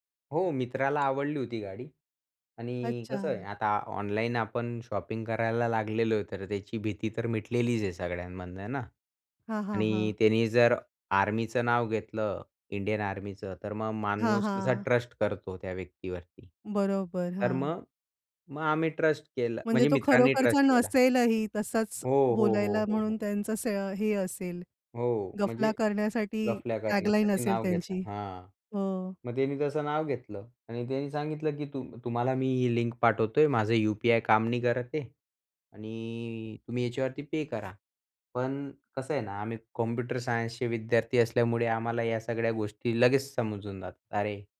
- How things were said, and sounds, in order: tapping; in English: "शॉपिंग"; other background noise; in English: "ट्रस्ट"; in English: "ट्रस्ट"; in English: "ट्रस्ट"
- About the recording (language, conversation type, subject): Marathi, podcast, डिजिटल पेमेंट्सवर तुमचा विश्वास किती आहे?